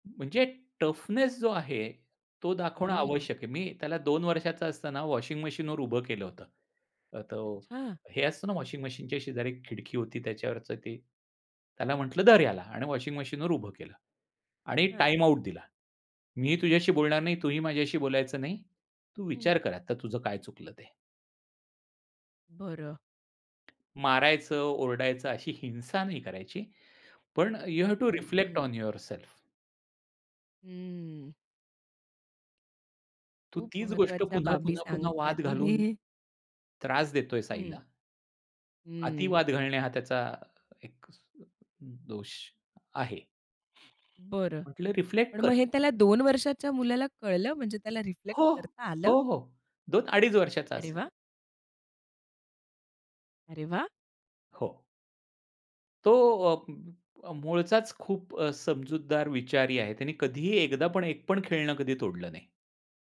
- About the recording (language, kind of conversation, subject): Marathi, podcast, मुलांना किती स्वातंत्र्य द्यायचं याचा विचार कसा करता?
- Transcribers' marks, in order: in English: "टफनेस"; in English: "वॉशिंग मशीनवर"; in English: "वॉशिंग मशीनच्या"; in English: "वॉशिंग मशीनवर"; in English: "टाईम आउट"; tapping; in English: "यू हॅव्ह टू रिफ्लेक्ट ऑन युअरसेल्फ"; laughing while speaking: "तुम्ही"; in English: "रिफ्लेक्ट"; in English: "रिफ्लेक्ट"